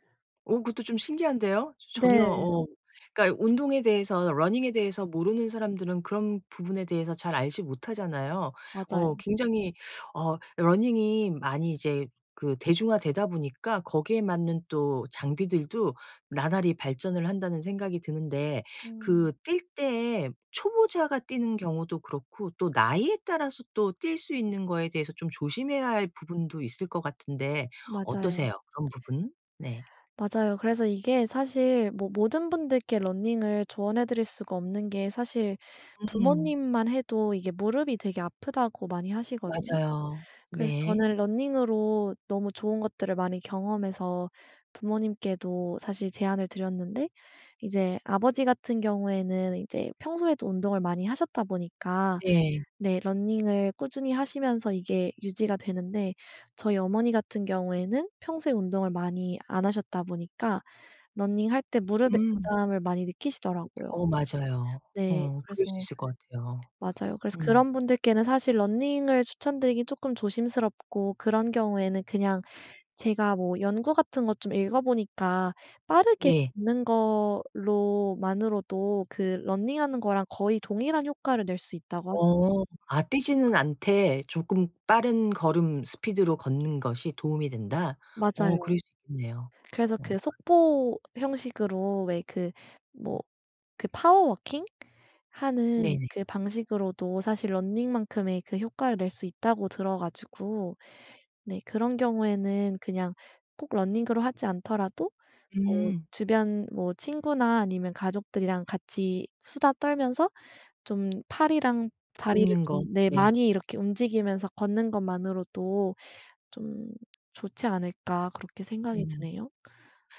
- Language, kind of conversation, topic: Korean, podcast, 일상에서 운동을 자연스럽게 습관으로 만드는 팁이 있을까요?
- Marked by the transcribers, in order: put-on voice: "running에"; in English: "running에"; put-on voice: "running이"; in English: "running이"; in English: "running을"; in English: "running으로"; in English: "running할"; other background noise; in English: "running을"; in English: "running하는"; in English: "running만큼의"; in English: "running으로"